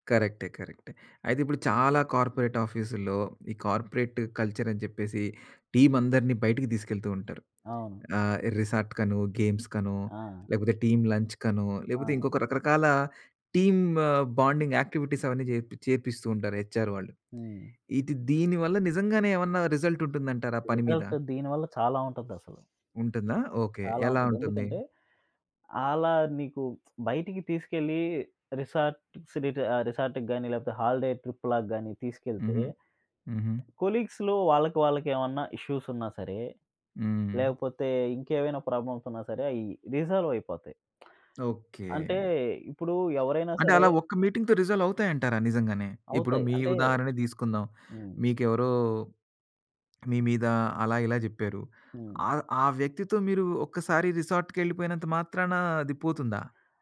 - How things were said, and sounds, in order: in English: "కార్పొరేట్"; in English: "కార్పొరేట్"; in English: "టీమ్"; in English: "టీమ్"; in English: "టీమ్ బాండింగ్ యాక్టివిటీస్"; in English: "హెచ్ఆర్"; in English: "రిజల్ట్"; in English: "రిజల్ట్"; other background noise; tapping; in English: "రిసార్ట్"; in English: "రిసార్ట్‌కి"; in English: "హాలిడే"; in English: "కొలీగ్స్‌లో"; in English: "ఇష్యూస్"; in English: "ప్రాబ్లమ్స్"; in English: "మీటింగ్‌తో రిజాల్వ్"
- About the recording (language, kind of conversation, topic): Telugu, podcast, సంతోషకరమైన కార్యాలయ సంస్కృతి ఏర్పడాలంటే అవసరమైన అంశాలు ఏమేవి?